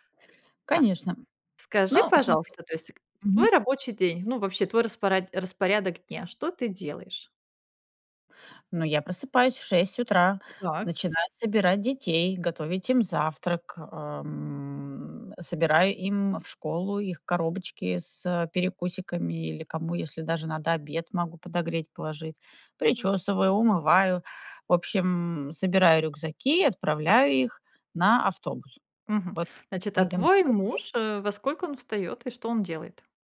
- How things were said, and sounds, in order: unintelligible speech; tapping
- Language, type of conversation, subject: Russian, advice, Как перестать ссориться с партнёром из-за распределения денег?